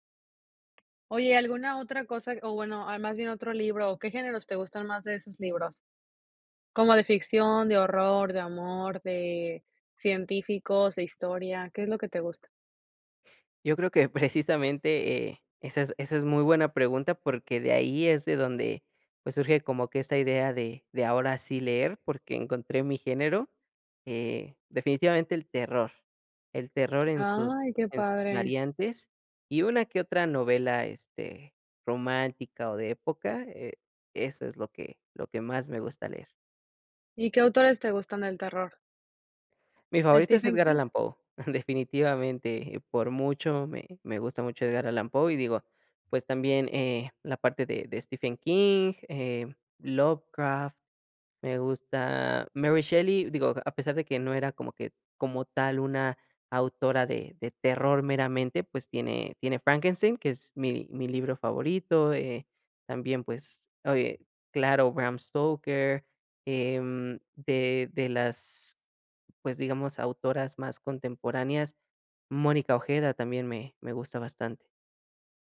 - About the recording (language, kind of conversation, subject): Spanish, podcast, ¿Por qué te gustan tanto los libros?
- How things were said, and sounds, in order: tapping; laughing while speaking: "precisamente"